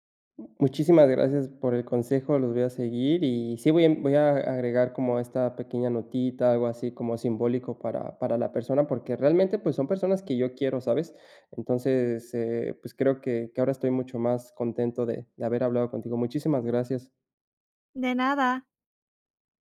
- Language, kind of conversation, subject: Spanish, advice, ¿Cómo puedo manejar la presión social de comprar regalos costosos en eventos?
- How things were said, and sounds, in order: none